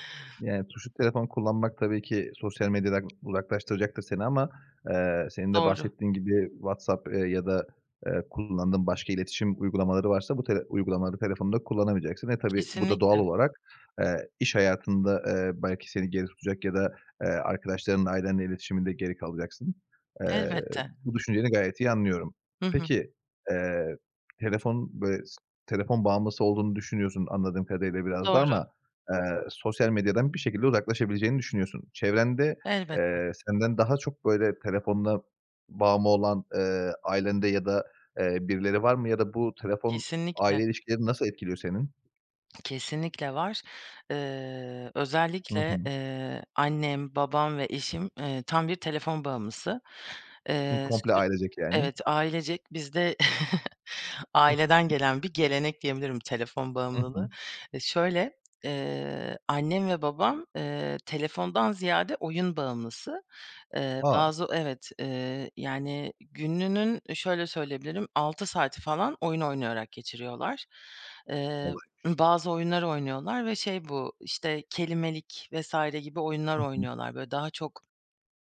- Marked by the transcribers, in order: tapping; other noise; other background noise; chuckle
- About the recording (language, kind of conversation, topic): Turkish, podcast, Telefon olmadan bir gün geçirsen sence nasıl olur?